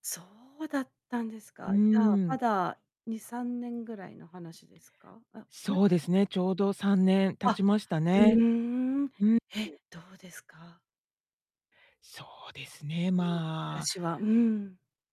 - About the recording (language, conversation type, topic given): Japanese, podcast, 人生で一番大きな転機は何でしたか？
- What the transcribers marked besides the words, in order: none